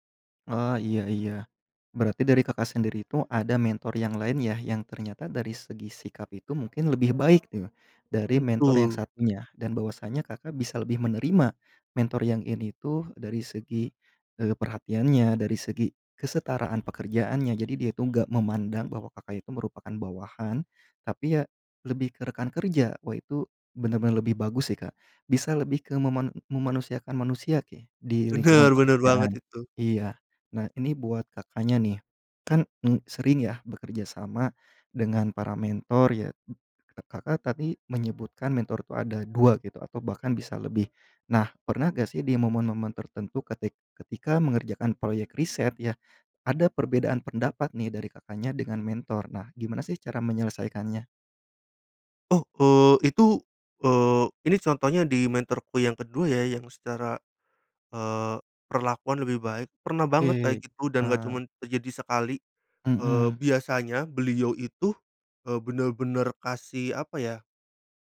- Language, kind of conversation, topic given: Indonesian, podcast, Siapa mentor yang paling berpengaruh dalam kariermu, dan mengapa?
- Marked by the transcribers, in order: none